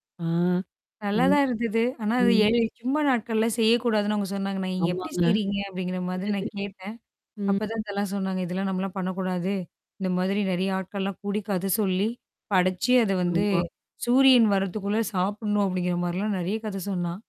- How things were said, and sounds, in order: static; drawn out: "ஆ"; distorted speech; laugh
- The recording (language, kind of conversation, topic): Tamil, podcast, குடும்ப உணவுப் பாரம்பரியத்தை நினைத்தால் உங்களுக்கு எந்த உணவுகள் நினைவுக்கு வருகின்றன?